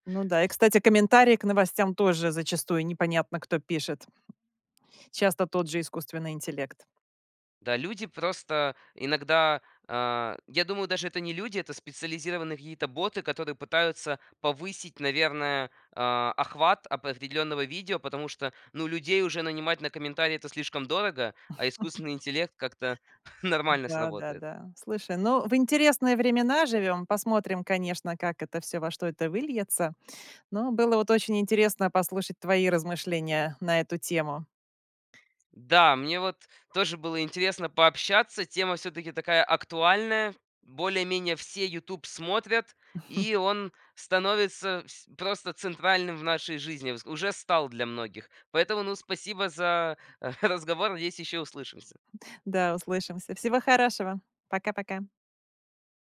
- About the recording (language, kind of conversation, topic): Russian, podcast, Как YouTube изменил наше восприятие медиа?
- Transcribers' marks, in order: tapping; chuckle; other background noise; chuckle; chuckle